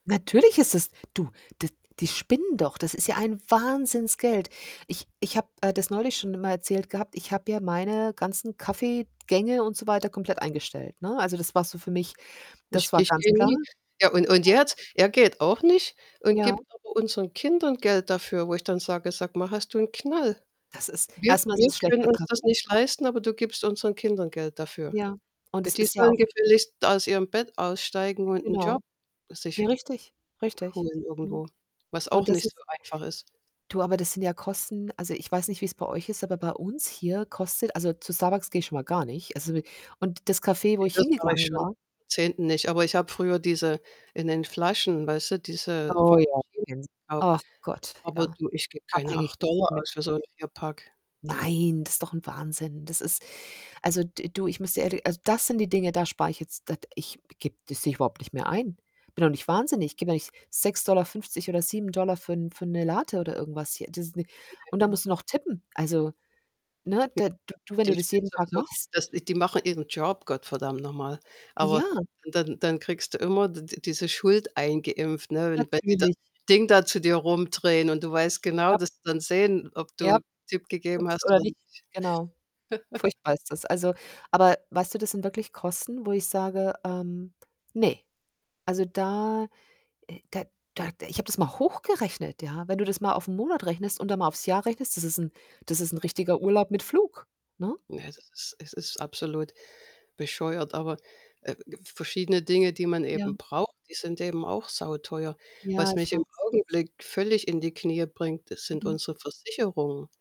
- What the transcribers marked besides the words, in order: static; distorted speech; unintelligible speech; unintelligible speech; unintelligible speech; unintelligible speech; other background noise; surprised: "Nein"; unintelligible speech; unintelligible speech; unintelligible speech; in English: "Tip"; chuckle; tapping
- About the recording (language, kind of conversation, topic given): German, unstructured, Woran merkst du, dass dir Geld Sorgen macht?